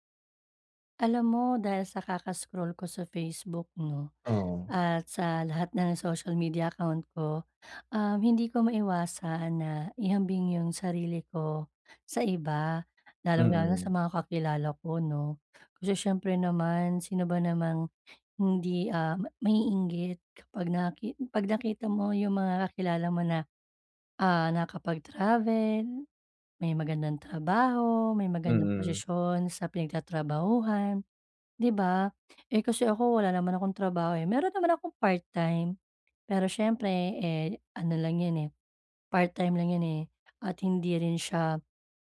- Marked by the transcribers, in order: none
- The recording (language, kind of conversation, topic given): Filipino, advice, Bakit ako laging nag-aalala kapag inihahambing ko ang sarili ko sa iba sa internet?
- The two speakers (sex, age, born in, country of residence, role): female, 35-39, Philippines, Philippines, user; male, 25-29, Philippines, Philippines, advisor